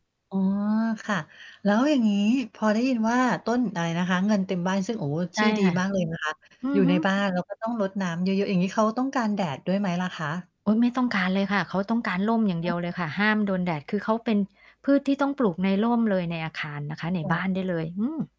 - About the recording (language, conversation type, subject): Thai, podcast, ต้นไม้ในบ้านช่วยสร้างบรรยากาศให้คุณรู้สึกอย่างไรบ้าง?
- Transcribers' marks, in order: static; other background noise; distorted speech